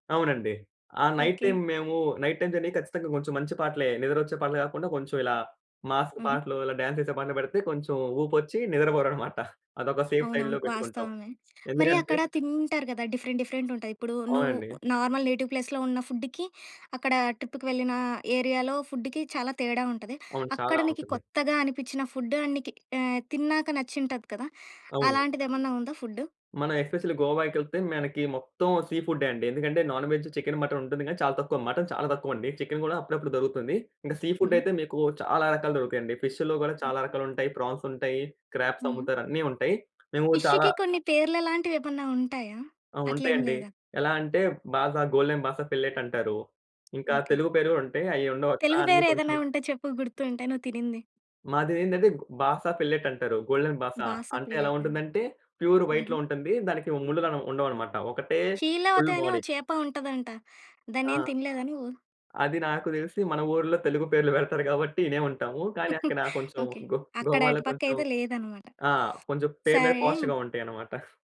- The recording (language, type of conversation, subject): Telugu, podcast, మరిచిపోలేని బహిరంగ సాహసయాత్రను మీరు ఎలా ప్రణాళిక చేస్తారు?
- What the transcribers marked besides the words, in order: in English: "నైట్ టైమ్"; in English: "నైట్ టైమ్ జర్నీ"; tapping; in English: "మాస్"; in English: "డాన్స్"; in English: "సేఫ్ సైడ్‌లో"; in English: "డిఫరెంట్ డిఫరెంట్"; in English: "నార్మల్ నేటివ్ ప్లేస్‌లో"; in English: "ఫుడ్‌కి"; in English: "ట్రిప్‌కి"; in English: "ఏరియాలో ఫుడ్‌కి"; in English: "ఫుడ్"; in English: "ఎస్‌పెషల్లీ"; in English: "సీ"; in English: "నాన్ వేజ్"; in English: "సీ"; in English: "ఫిష్‌లో"; in English: "ప్రాన్స్"; in English: "క్రాబ్స్"; in English: "ఫిష్‌కి"; in English: "బాజా గోల్డెన్ బాస ఫిల్లెట్"; in English: "బాస ఫిల్లెట్"; in English: "గోల్డెన్ బాసా"; in English: "ప్యూర్ వైట్‌లో"; in English: "ఫుల్ బాడీ"; chuckle; in English: "పార్ష్‌గా"; sniff; chuckle